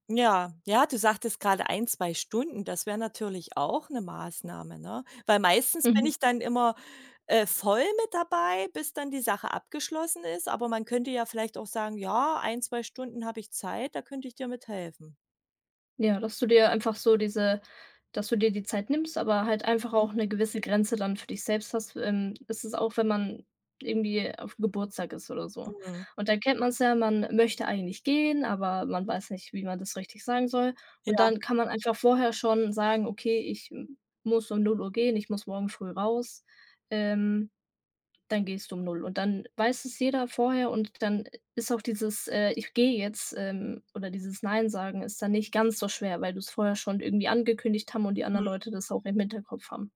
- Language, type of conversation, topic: German, advice, Wie kann ich Nein sagen und meine Grenzen ausdrücken, ohne mich schuldig zu fühlen?
- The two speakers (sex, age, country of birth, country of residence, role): female, 18-19, Germany, Germany, advisor; female, 40-44, Germany, Germany, user
- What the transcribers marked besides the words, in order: none